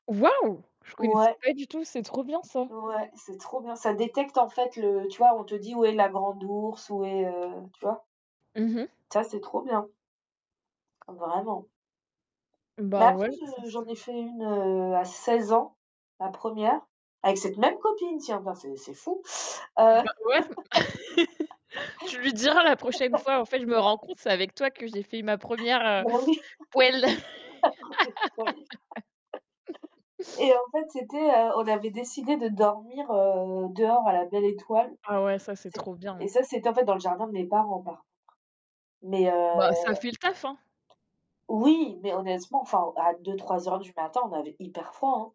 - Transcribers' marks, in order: static; tapping; distorted speech; other background noise; laugh; laugh; laughing while speaking: "bah oui"; laugh; unintelligible speech; laugh; put-on voice: "poêle"; laugh
- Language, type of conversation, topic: French, unstructured, Préférez-vous les soirées d’hiver au coin du feu ou les soirées d’été sous les étoiles ?
- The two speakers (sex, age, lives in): female, 25-29, France; female, 35-39, France